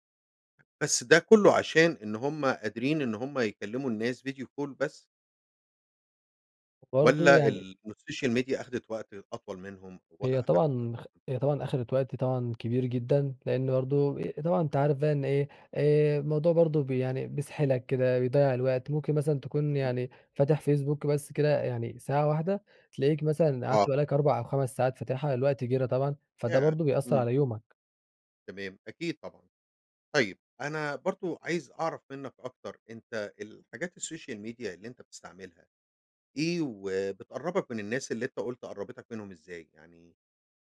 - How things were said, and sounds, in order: tapping; in English: "video call"; in English: "الsocial media"; in English: "الsocial media"
- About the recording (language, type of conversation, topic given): Arabic, podcast, إزاي السوشيال ميديا أثّرت على علاقاتك اليومية؟